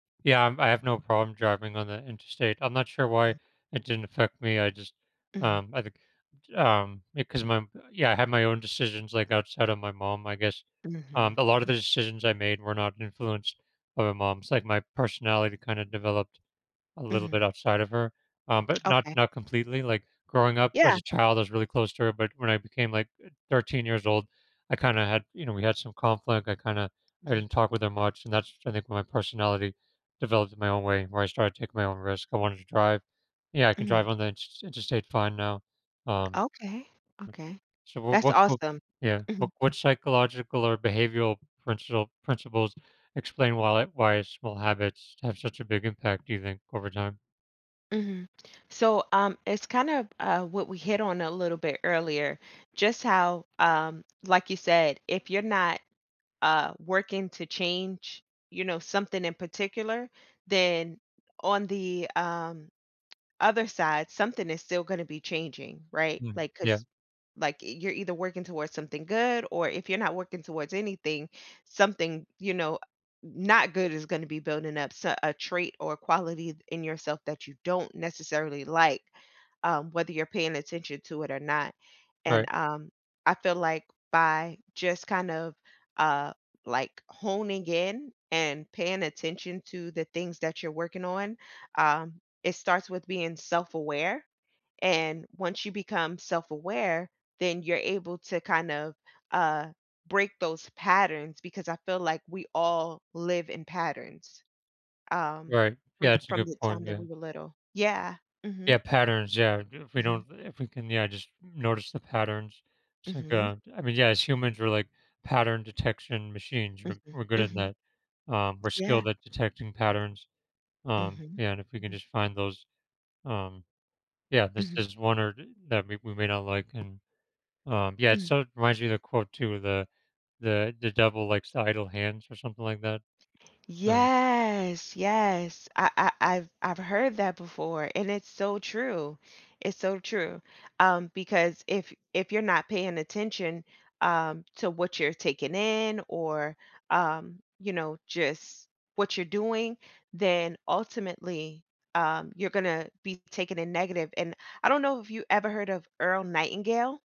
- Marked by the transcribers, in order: other background noise; tapping; drawn out: "Yes"
- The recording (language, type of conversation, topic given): English, podcast, Why do small, consistent actions often lead to meaningful long-term results?
- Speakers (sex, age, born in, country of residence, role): female, 35-39, United States, United States, guest; male, 40-44, United States, United States, host